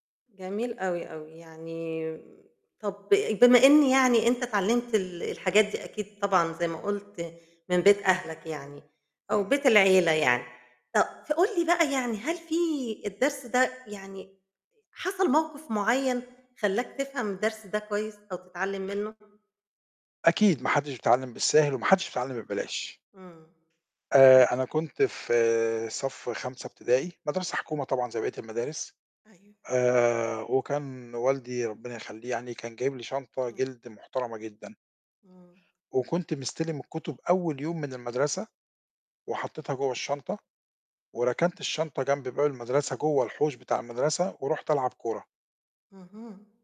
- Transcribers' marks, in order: none
- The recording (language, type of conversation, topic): Arabic, podcast, إيه أول درس اتعلمته في بيت أهلك؟